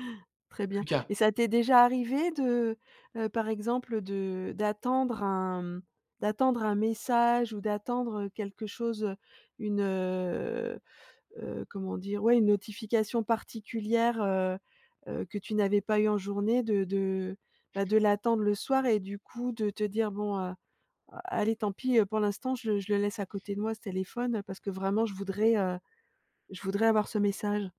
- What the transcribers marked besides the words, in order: none
- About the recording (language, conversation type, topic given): French, podcast, Quelles règles t’imposes-tu concernant les écrans avant de dormir, et que fais-tu concrètement ?